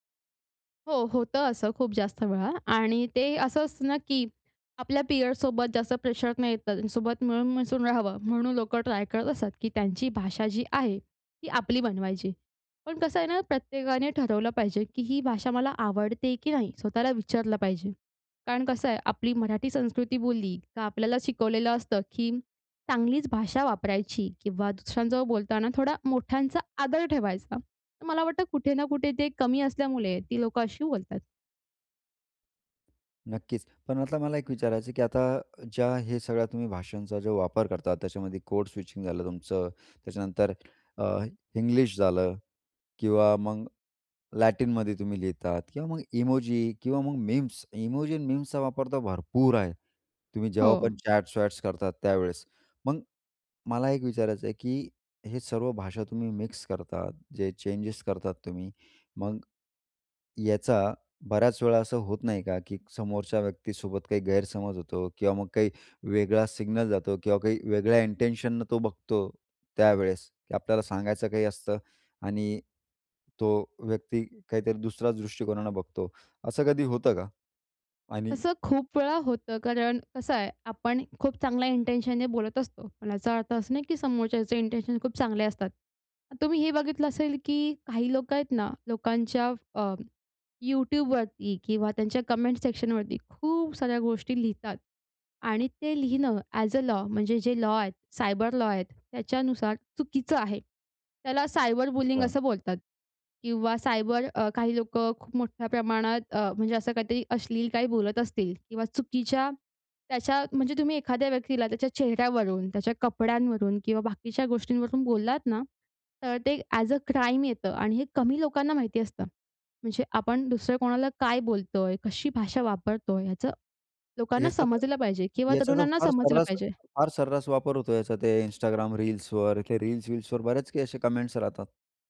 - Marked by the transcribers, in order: in English: "पिअरसोबत"; tapping; other background noise; in English: "कोड"; stressed: "भरपूर"; in English: "चॅट्स-वॅट्स"; in English: "इन्टेंशननं"; in English: "इन्टेंशनने"; in English: "इन्टेंशन"; in English: "कमेंट"; in English: "ॲज अ लॉ"; in English: "सायबर बुलिंग"; in English: "ॲज अ क्राईम"; in English: "कमेंट्स"
- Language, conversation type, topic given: Marathi, podcast, तरुणांची ऑनलाइन भाषा कशी वेगळी आहे?